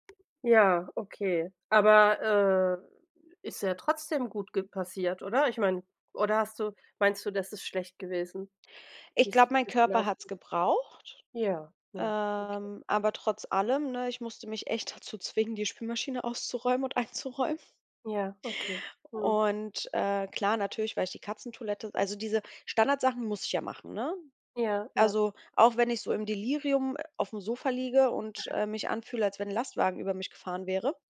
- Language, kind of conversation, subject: German, unstructured, Wie organisierst du deinen Tag, damit du alles schaffst?
- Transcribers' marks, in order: other background noise; put-on voice: "dazu zwingen, die Spülmaschine auszuräumen und einzuräumen"; chuckle; other noise